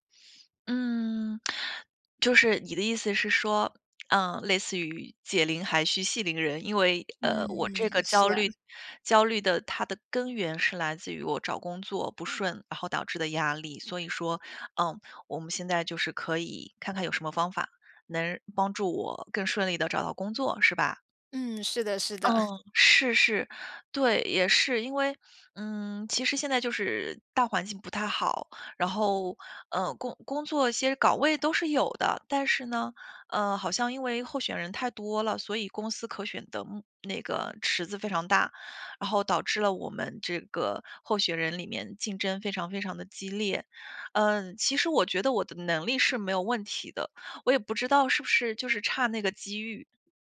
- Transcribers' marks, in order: other background noise; chuckle
- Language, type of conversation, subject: Chinese, advice, 如何快速缓解焦虑和恐慌？